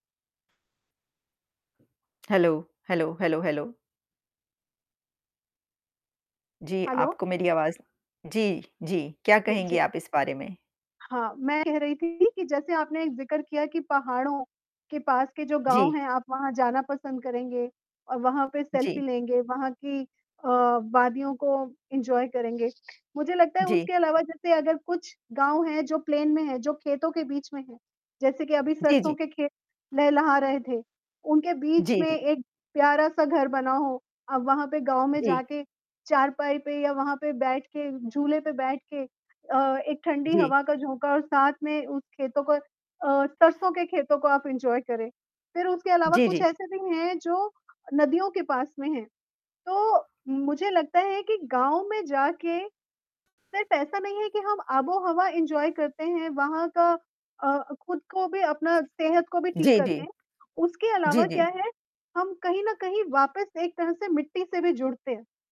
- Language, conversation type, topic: Hindi, unstructured, गर्मियों की छुट्टियों में आप क्या पसंद करेंगे: गाँव की यात्रा करना या शहर में रहना?
- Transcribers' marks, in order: in English: "हेलो? हेलो, हेलो, हेलो?"; in English: "हेलो?"; distorted speech; in English: "एन्जॉय"; other background noise; in English: "प्लेन"; in English: "एन्जॉय"; in English: "एन्जॉय"